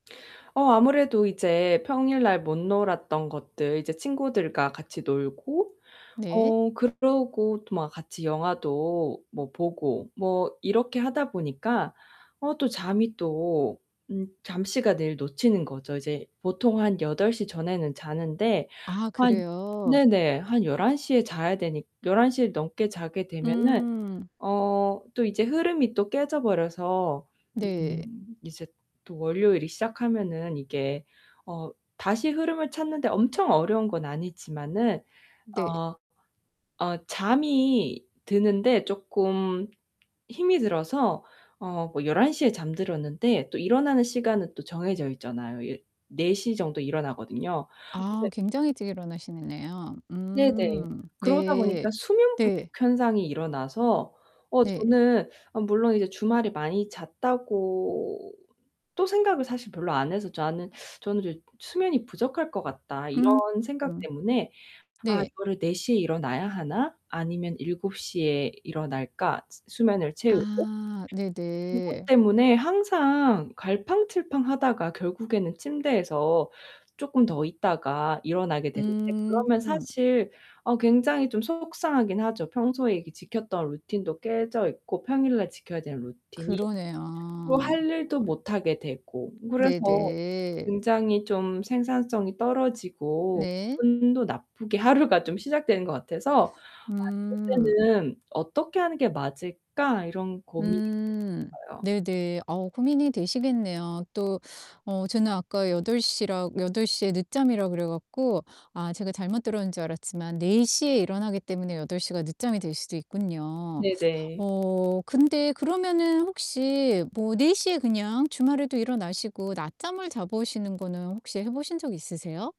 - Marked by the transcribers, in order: distorted speech; other background noise; tapping; other noise; background speech
- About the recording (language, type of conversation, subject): Korean, advice, 주말에 늦잠을 잔 뒤 월요일에 몽롱해지는 이유가 무엇인가요?